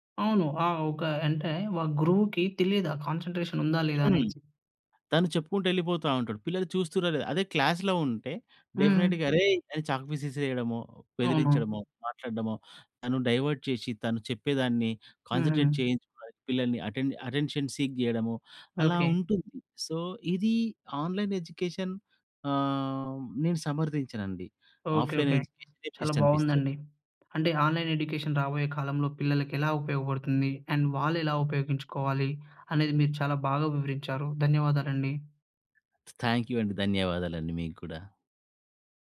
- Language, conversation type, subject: Telugu, podcast, ఆన్‌లైన్ విద్య రాబోయే కాలంలో పిల్లల విద్యను ఎలా మార్చేస్తుంది?
- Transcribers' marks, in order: in English: "కాన్సన్‌ట్రేషన్"; in English: "క్లాస్‌లో"; in English: "డెఫినిట్‌గా"; in English: "చాక్ పీస్"; in English: "డైవర్ట్"; in English: "కాన్సంట్రేట్"; in English: "అటెన్షన్ సీక్"; in English: "సో"; in English: "ఆన్‍లైన్ ఎడ్యుకేషన్"; in English: "ఆఫ్‍లైన్"; in English: "ఆన్‌లైన్ ఎడ్యుకేషన్"; in English: "అండ్"; other background noise; in English: "థ్యాంక్యూ"